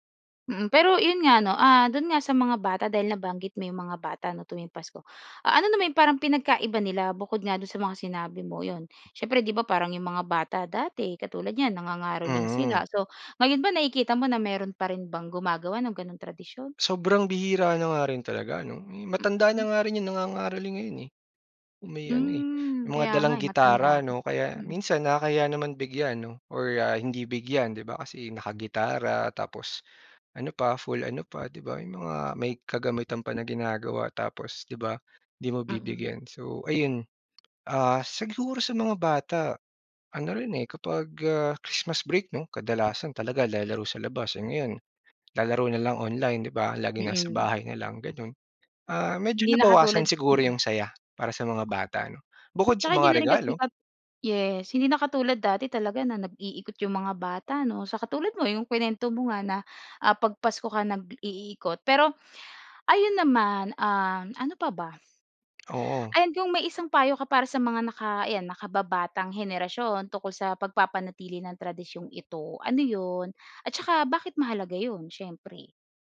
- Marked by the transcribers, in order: other background noise; tapping
- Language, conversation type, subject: Filipino, podcast, Anong tradisyon ang pinakamakabuluhan para sa iyo?